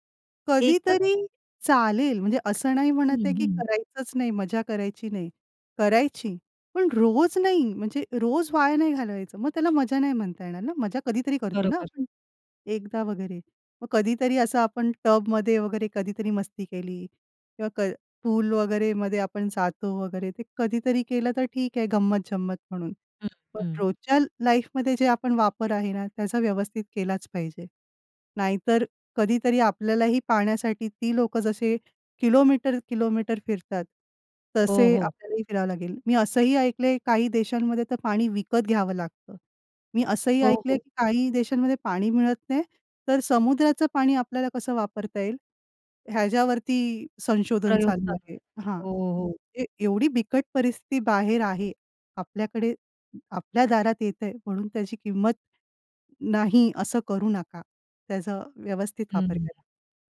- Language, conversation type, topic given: Marathi, podcast, पाण्याचे चक्र सोप्या शब्दांत कसे समजावून सांगाल?
- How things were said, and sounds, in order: other noise